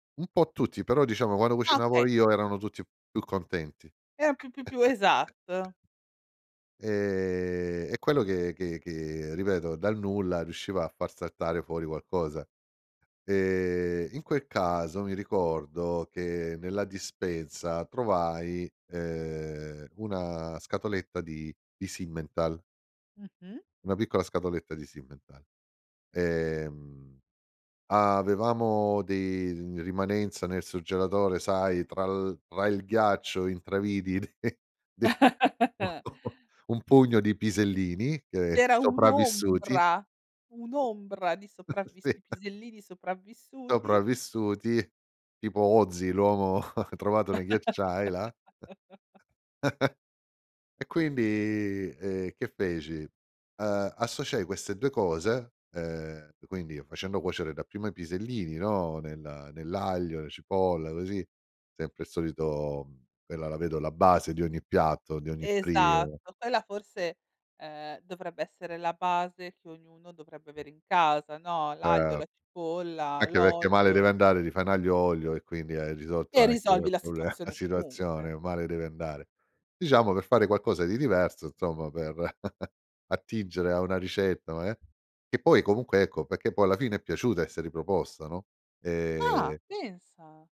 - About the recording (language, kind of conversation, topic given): Italian, podcast, Qual è il tuo approccio per cucinare con quello che hai in frigo?
- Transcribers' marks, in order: chuckle; drawn out: "Ehm"; chuckle; laughing while speaking: "de de un"; chuckle; tapping; chuckle; laughing while speaking: "Sì"; chuckle; chuckle; laugh; chuckle; drawn out: "quindi"; "l'olio" said as "oglio"; "olio" said as "oglio"; laughing while speaking: "proble"; "insomma" said as "nzomma"; chuckle; other background noise; "perché" said as "pecchè"; surprised: "Ah!"